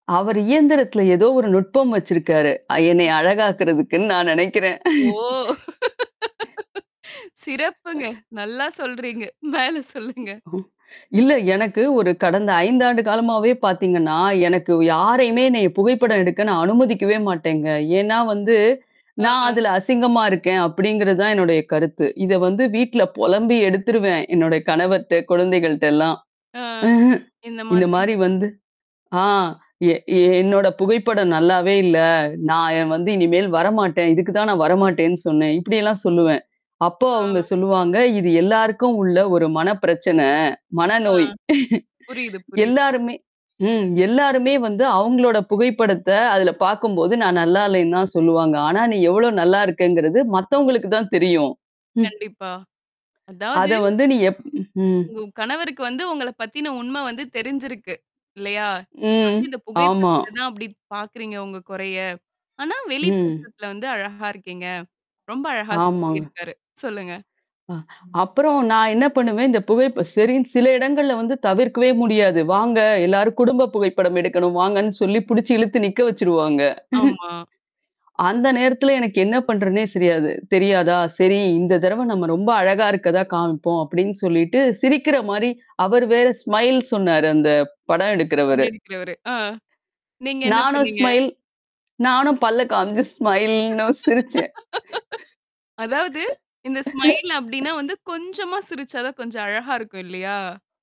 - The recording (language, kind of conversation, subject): Tamil, podcast, புகைப்படம் எடுக்கும்போது நீங்கள் முதலில் எதை நோக்கிப் பார்க்கிறீர்கள்?
- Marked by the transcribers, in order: distorted speech; laugh; laughing while speaking: "சிறப்புங்க. நல்லா சொல்றீங்க. மேல சொல்லுங்க!"; laugh; other noise; laugh; chuckle; chuckle; other background noise; tapping; mechanical hum; laugh; "தெரியாது" said as "சரியாது"; in English: "ஸ்மைல்"; laugh; in English: "ஸ்மைல்!"; in English: "ஸ்மைல்"; laughing while speaking: "ஸ்மைல்ன்னவும் சிரிச்சேன்"; in English: "ஸ்மைல்ன்னவும்"